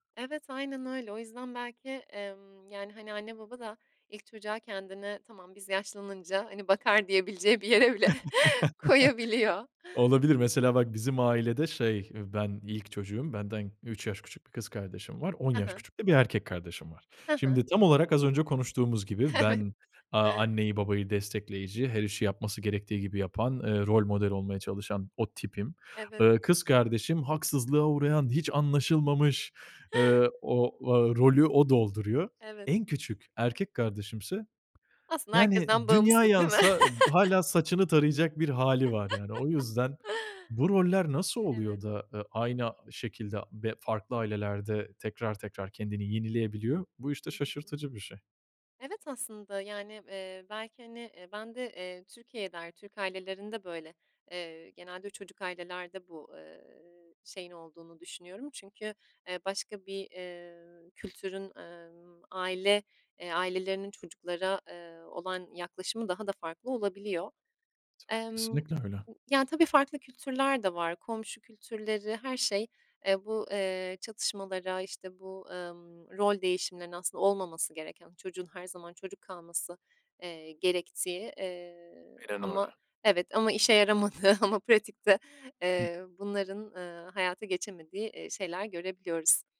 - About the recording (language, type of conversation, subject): Turkish, podcast, İş hayatındaki rolünle evdeki hâlin birbiriyle çelişiyor mu; çelişiyorsa hangi durumlarda ve nasıl?
- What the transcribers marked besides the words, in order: laughing while speaking: "diyebileceği bir yere bile koyabiliyor"; laugh; gasp; trusting: "Evet"; gasp; other background noise; gasp; laugh; chuckle; unintelligible speech; drawn out: "yaramadığı"; other noise